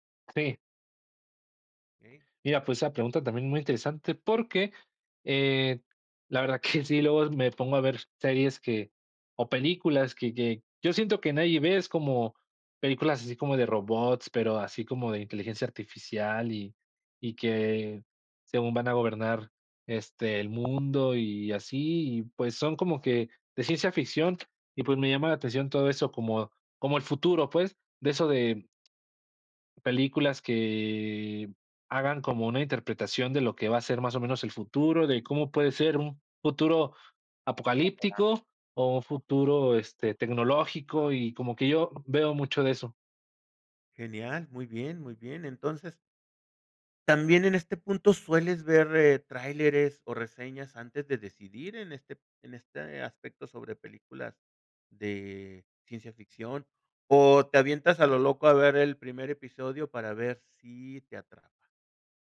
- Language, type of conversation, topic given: Spanish, podcast, ¿Cómo eliges qué ver en plataformas de streaming?
- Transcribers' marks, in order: chuckle; tapping; drawn out: "que"; unintelligible speech; other background noise